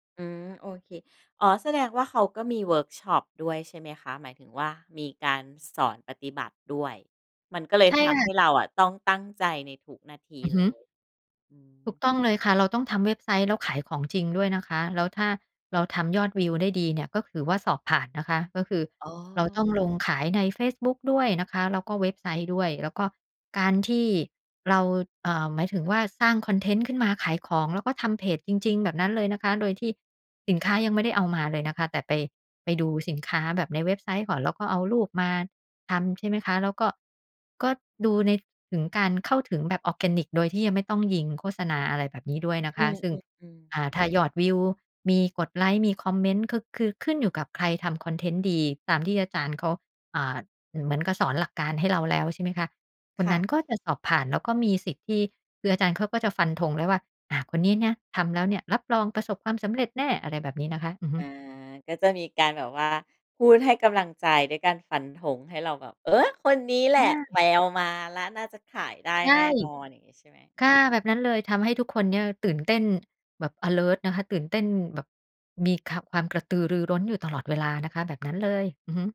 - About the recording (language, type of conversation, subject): Thai, podcast, เล่าเรื่องวันที่การเรียนทำให้คุณตื่นเต้นที่สุดได้ไหม?
- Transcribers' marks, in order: none